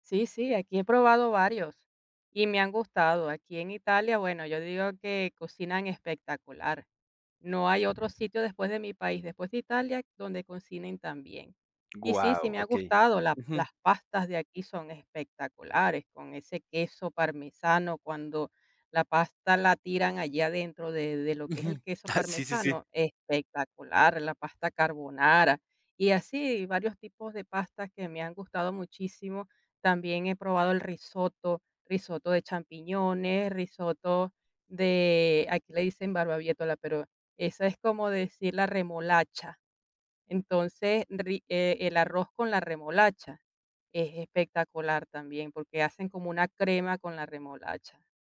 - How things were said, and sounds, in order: other background noise
- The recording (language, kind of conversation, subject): Spanish, podcast, ¿Qué plato usarías para presentar tu cultura a una persona extranjera?
- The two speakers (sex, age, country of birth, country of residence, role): female, 50-54, Venezuela, Italy, guest; male, 20-24, Mexico, Mexico, host